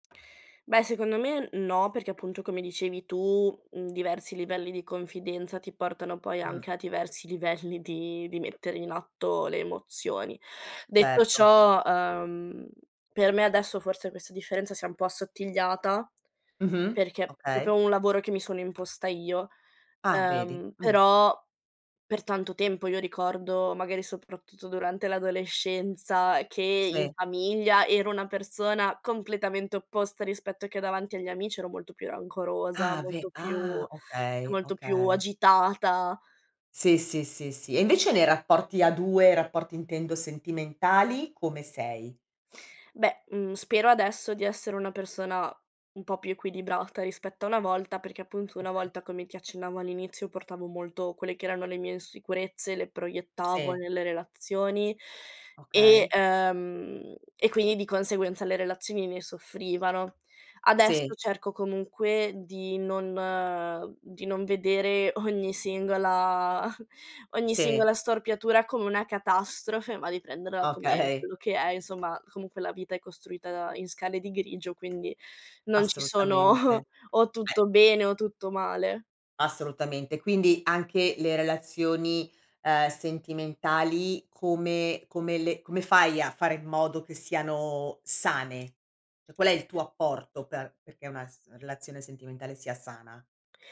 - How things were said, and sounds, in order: tapping; "proprio" said as "propio"; laughing while speaking: "Okay"; laughing while speaking: "sono"; "Cioè" said as "ceh"
- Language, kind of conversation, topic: Italian, podcast, Come costruisci e mantieni relazioni sane nel tempo?